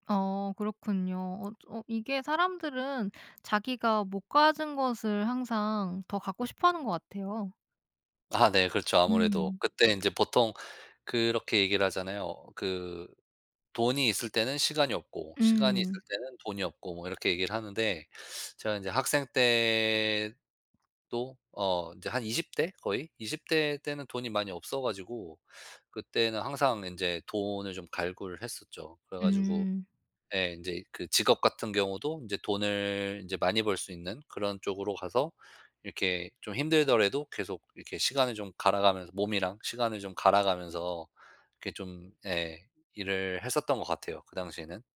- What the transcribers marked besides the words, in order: none
- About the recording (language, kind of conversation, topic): Korean, podcast, 돈과 시간 중 무엇을 더 소중히 여겨?
- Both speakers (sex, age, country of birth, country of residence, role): female, 30-34, South Korea, South Korea, host; male, 35-39, United States, United States, guest